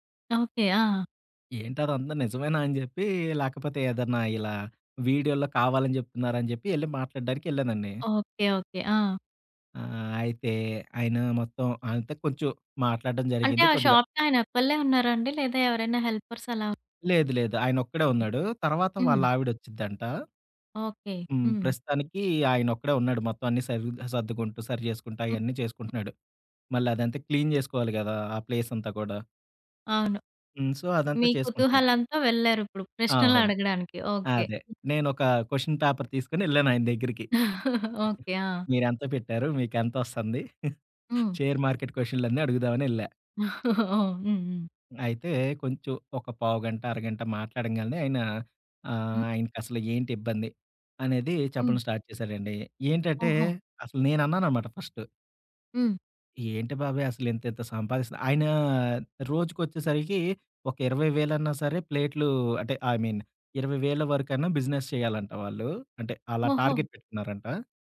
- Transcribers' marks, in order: in English: "వీడియోలో"; in English: "హెల్పర్స్"; other background noise; in English: "క్లీన్"; in English: "సో"; tapping; in English: "క్వెషన్ పేపర్"; chuckle; giggle; laughing while speaking: "మీకెంతొస్తుంది? షేర్ మార్కెట్ క్వెషన్‌లన్ని అడుగుదామనేళ్ళా"; in English: "షేర్ మార్కెట్ క్వెషన్‌లన్ని"; chuckle; in English: "స్టార్ట్"; in English: "ఐ మీన్"; in English: "బిజినెస్"; in English: "టార్గెట్"
- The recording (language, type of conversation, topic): Telugu, podcast, ఒక స్థానిక మార్కెట్‌లో మీరు కలిసిన విక్రేతతో జరిగిన సంభాషణ మీకు ఎలా గుర్తుంది?